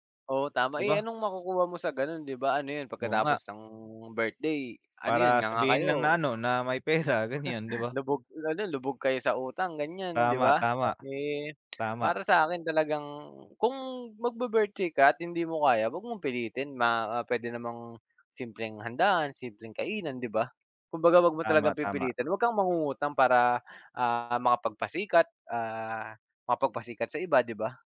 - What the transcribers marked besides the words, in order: dog barking; laughing while speaking: "may pera"; laugh; tapping
- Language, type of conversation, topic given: Filipino, unstructured, Paano mo hinahati ang pera mo para sa gastusin at ipon?